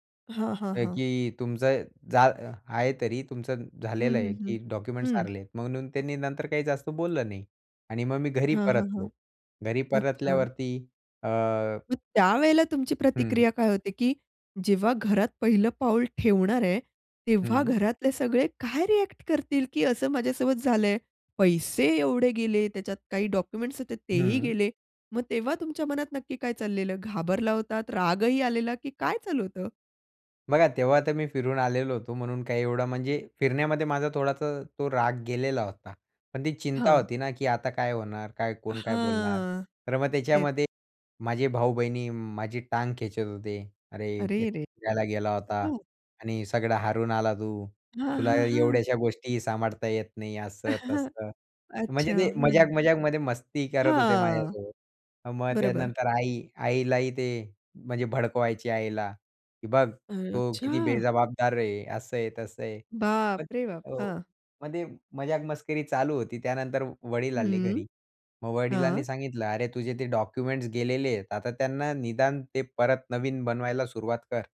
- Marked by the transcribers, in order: other background noise; "सारे" said as "सारले"; tapping; chuckle; "भडकवायचे" said as "भडकवायची"; unintelligible speech
- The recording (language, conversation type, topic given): Marathi, podcast, तुमच्या प्रवासात कधी तुमचं सामान हरवलं आहे का?